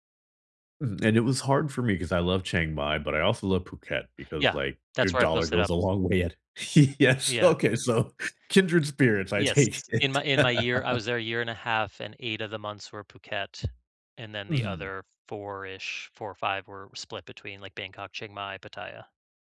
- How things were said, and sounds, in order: laughing while speaking: "a long way at Yes, okay, so"; laughing while speaking: "I take it"; laugh; other background noise
- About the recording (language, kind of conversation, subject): English, unstructured, How can travel change the way you see the world?
- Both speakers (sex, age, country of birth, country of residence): male, 35-39, United States, United States; male, 45-49, United States, United States